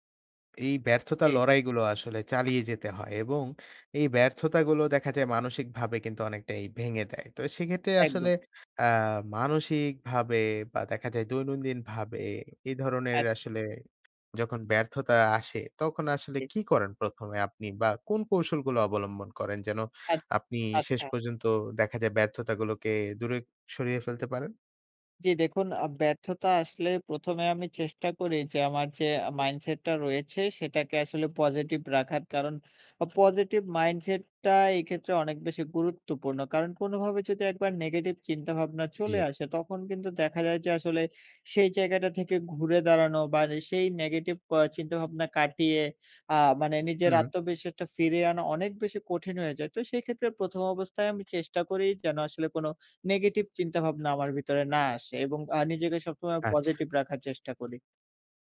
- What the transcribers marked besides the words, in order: unintelligible speech
- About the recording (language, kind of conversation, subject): Bengali, podcast, তুমি কীভাবে ব্যর্থতা থেকে ফিরে আসো?